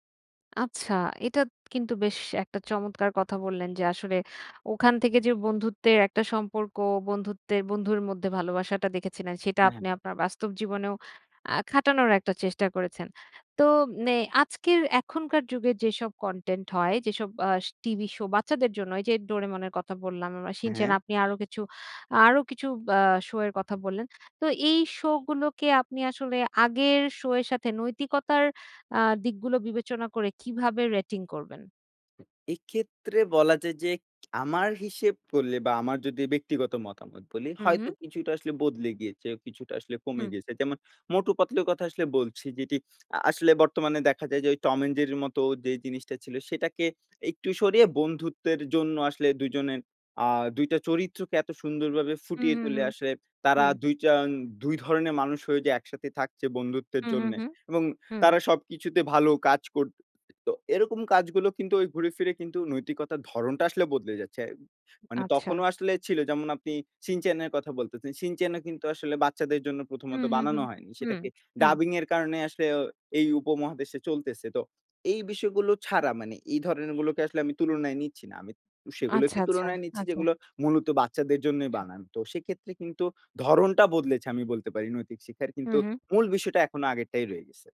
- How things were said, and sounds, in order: other background noise; unintelligible speech; other street noise
- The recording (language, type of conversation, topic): Bengali, podcast, ছোটবেলায় কোন টিভি অনুষ্ঠান তোমাকে ভীষণভাবে মগ্ন করে রাখত?